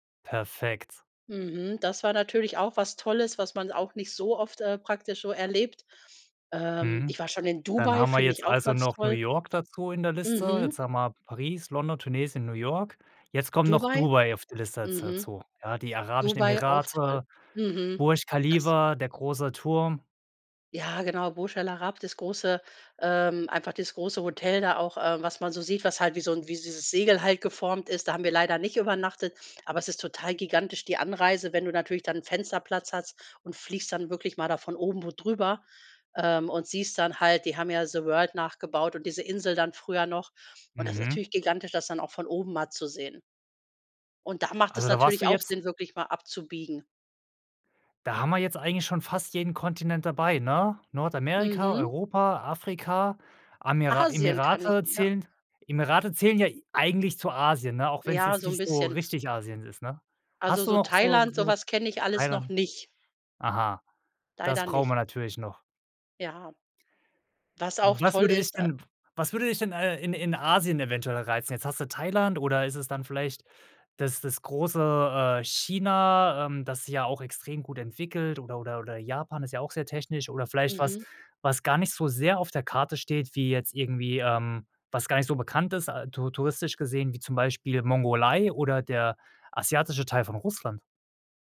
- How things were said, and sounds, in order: none
- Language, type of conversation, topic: German, podcast, Wie findest du lokale Geheimtipps, statt nur die typischen Touristenorte abzuklappern?